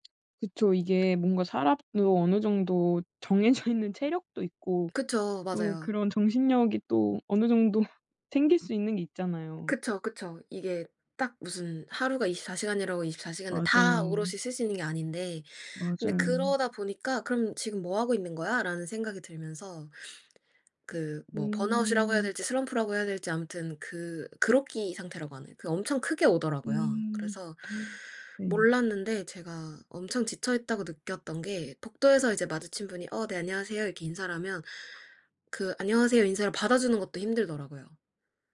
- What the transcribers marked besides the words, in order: other background noise; laughing while speaking: "정해져"; laugh; sniff; gasp; inhale
- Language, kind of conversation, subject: Korean, podcast, 창작이 막힐 때 어떻게 풀어내세요?